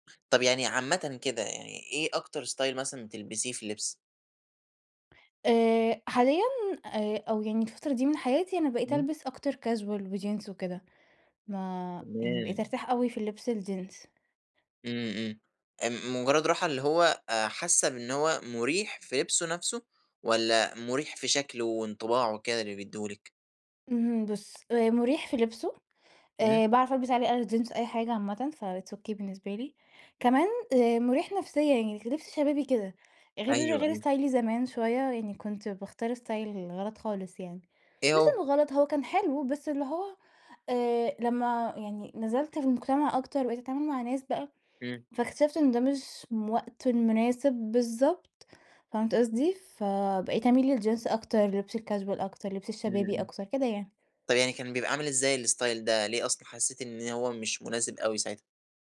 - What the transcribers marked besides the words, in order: tapping; in English: "style"; in English: "casual"; in English: "فit's okay"; in English: "استايلي"; in English: "style"; in English: "الcasual"; in English: "الstyle"
- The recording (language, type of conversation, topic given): Arabic, podcast, إزاي بتختار لبسك كل يوم؟